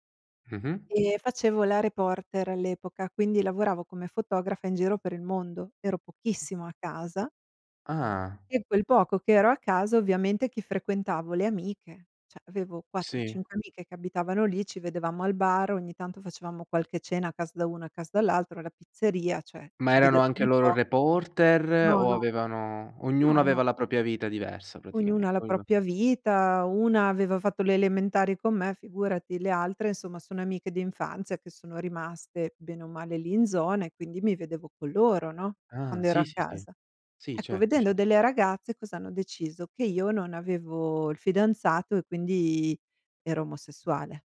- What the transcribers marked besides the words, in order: other background noise; tapping; "Cioè" said as "ceh"
- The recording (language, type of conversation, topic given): Italian, podcast, Come affronti i giudizi degli altri mentre stai vivendo una trasformazione?